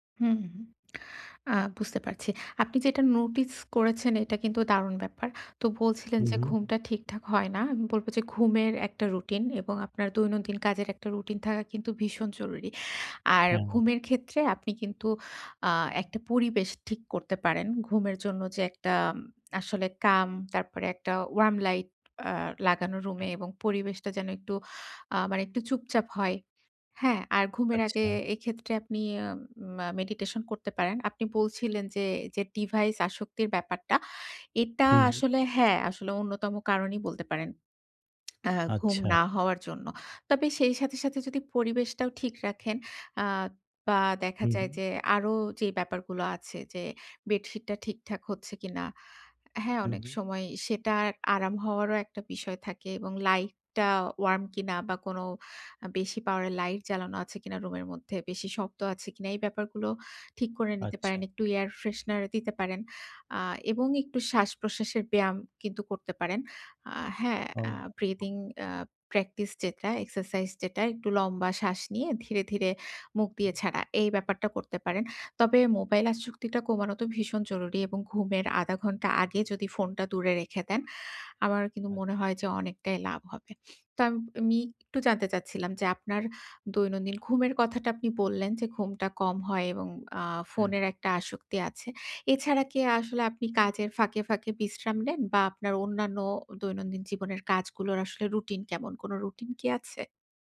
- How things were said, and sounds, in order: lip smack; in English: "notice"; tapping; in English: "calm"; in English: "meditation"; lip smack; in English: "bed sheet"; in English: "air freshener"; in English: "breathing"; other background noise; in English: "exercise"
- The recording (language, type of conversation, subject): Bengali, advice, মানসিক স্পষ্টতা ও মনোযোগ কীভাবে ফিরে পাব?
- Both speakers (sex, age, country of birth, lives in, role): female, 30-34, Bangladesh, Bangladesh, advisor; male, 45-49, Bangladesh, Bangladesh, user